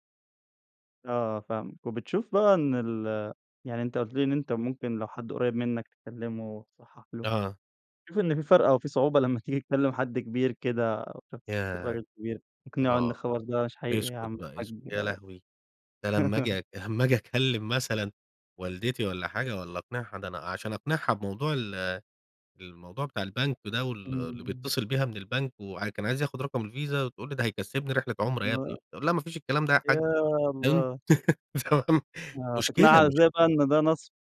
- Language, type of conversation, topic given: Arabic, podcast, إزاي بتتعامل مع الأخبار الكاذبة على السوشيال ميديا؟
- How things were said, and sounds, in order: laughing while speaking: "آجي أك لما آجي أكلم"; laugh; laughing while speaking: "تمام"